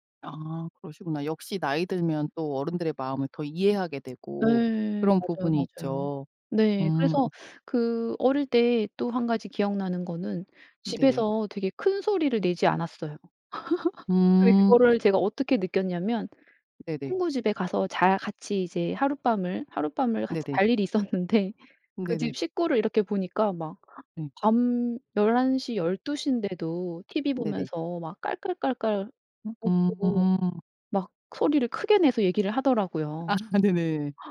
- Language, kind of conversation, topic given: Korean, podcast, 할머니·할아버지에게서 배운 문화가 있나요?
- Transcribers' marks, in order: laugh; other background noise; tapping; laughing while speaking: "있었는데"; laughing while speaking: "아"